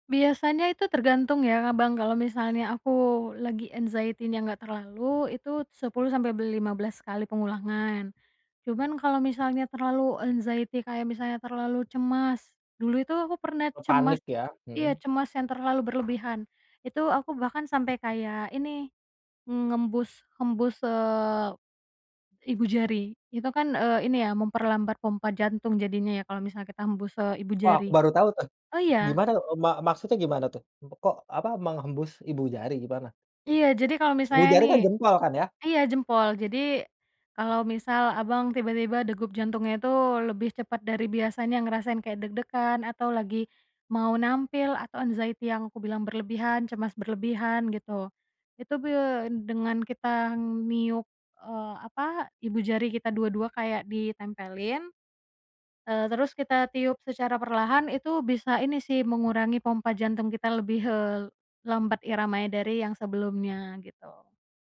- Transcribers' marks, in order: in English: "anxiety-nya"; in English: "anxiety"; other background noise; in English: "anxiety"; tapping
- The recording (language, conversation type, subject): Indonesian, podcast, Bagaimana kamu menggunakan teknik pernapasan untuk menenangkan diri saat panik?